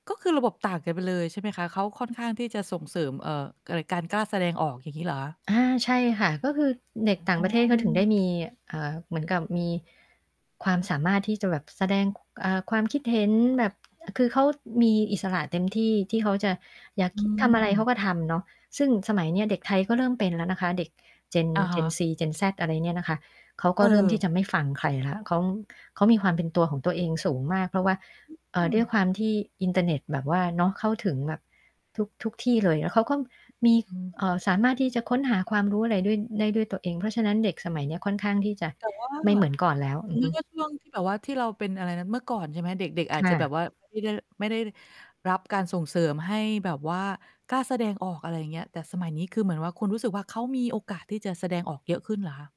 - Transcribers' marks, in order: static; mechanical hum; distorted speech; tapping; other background noise
- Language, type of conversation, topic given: Thai, podcast, โรงเรียนควรทำอย่างไรจึงจะสนับสนุนสุขภาพจิตของนักเรียนได้อย่างได้ผลจริง?